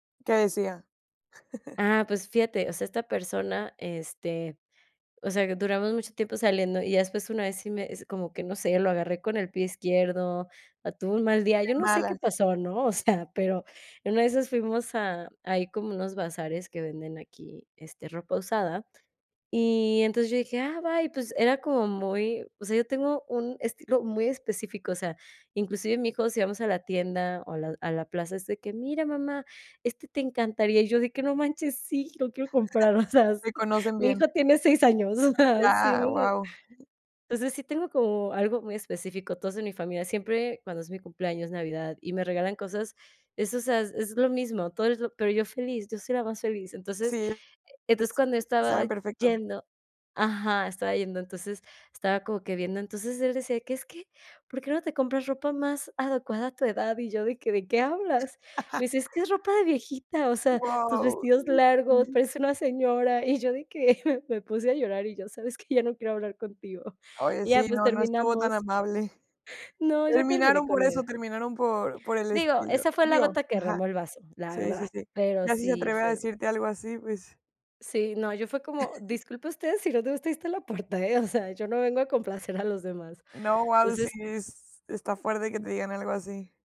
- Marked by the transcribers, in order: chuckle; chuckle; laughing while speaking: "o sea, s"; laughing while speaking: "o sea, sí, me hace"; chuckle; other noise; chuckle; chuckle
- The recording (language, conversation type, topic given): Spanish, podcast, ¿Cómo ha cambiado tu estilo con el paso de los años?